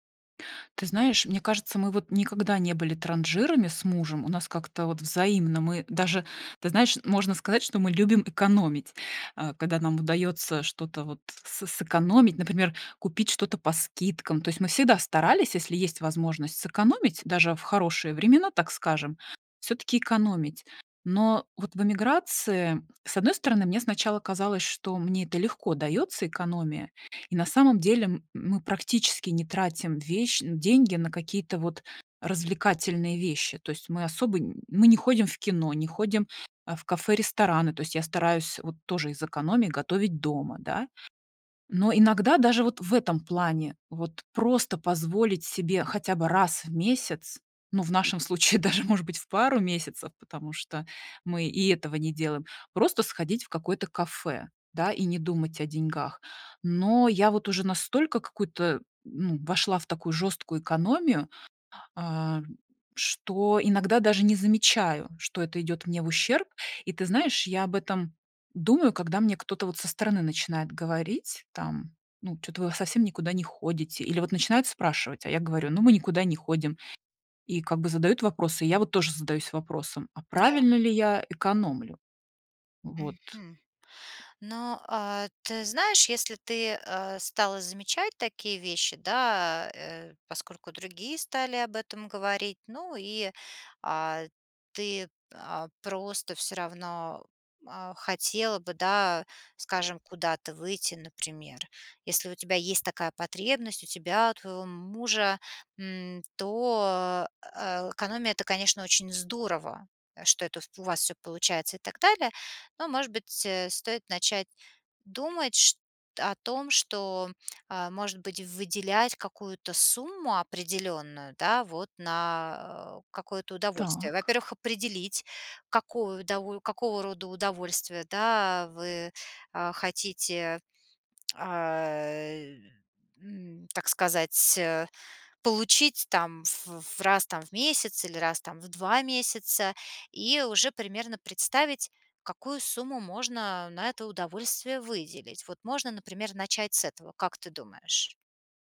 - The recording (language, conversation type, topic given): Russian, advice, Как начать экономить, не лишая себя удовольствий?
- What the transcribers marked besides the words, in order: laughing while speaking: "даже"